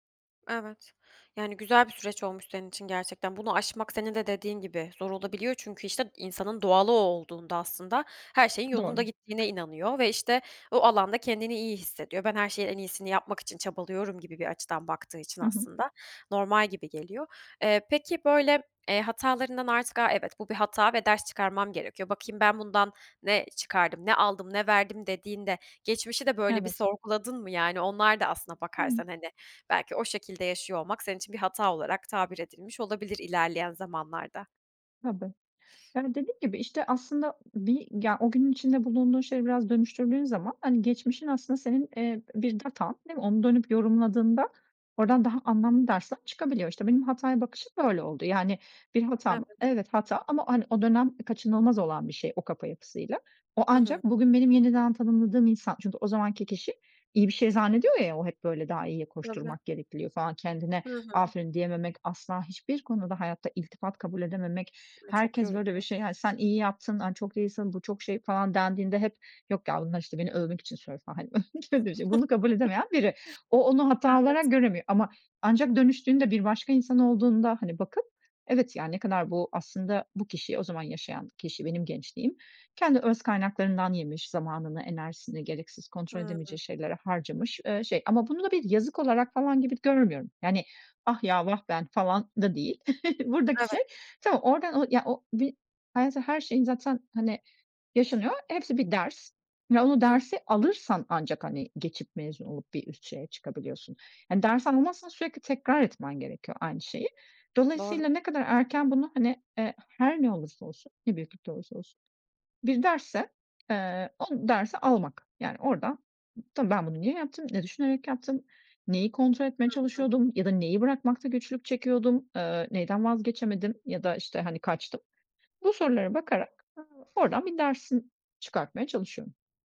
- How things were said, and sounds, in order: tapping; other background noise; chuckle; laughing while speaking: "övülünce"; chuckle; other noise
- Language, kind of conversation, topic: Turkish, podcast, Hatalardan ders çıkarmak için hangi soruları sorarsın?